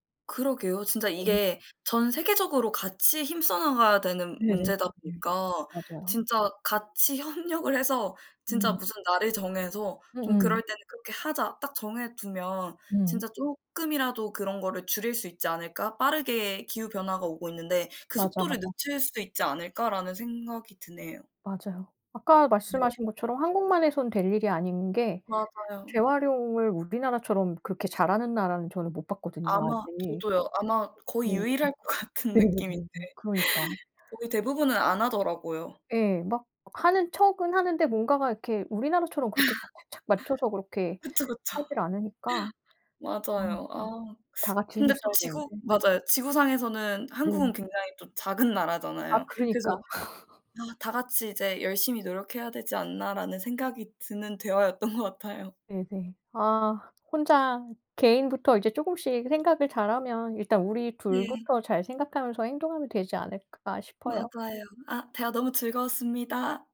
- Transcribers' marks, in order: laughing while speaking: "협력을 해서"; other background noise; laughing while speaking: "같은 느낌인데"; laugh; laugh; laughing while speaking: "대화였던 것"
- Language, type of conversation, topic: Korean, unstructured, 기후 변화와 환경 파괴 때문에 화가 난 적이 있나요? 그 이유는 무엇인가요?